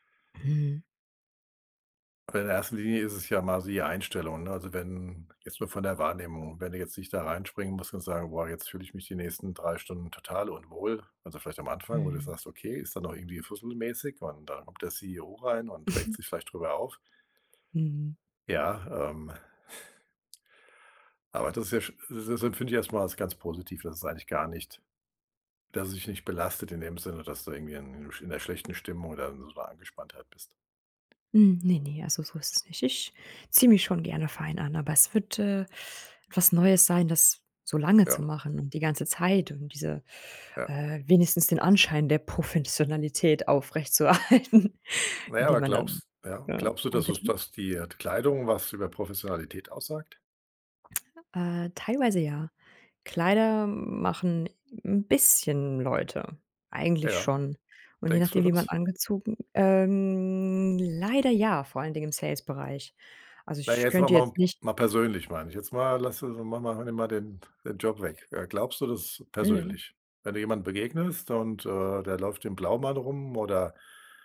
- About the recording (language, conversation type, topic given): German, advice, Warum muss ich im Job eine Rolle spielen, statt authentisch zu sein?
- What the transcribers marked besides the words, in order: other background noise; snort; tapping; laughing while speaking: "zuerhalten"; tsk; drawn out: "ähm"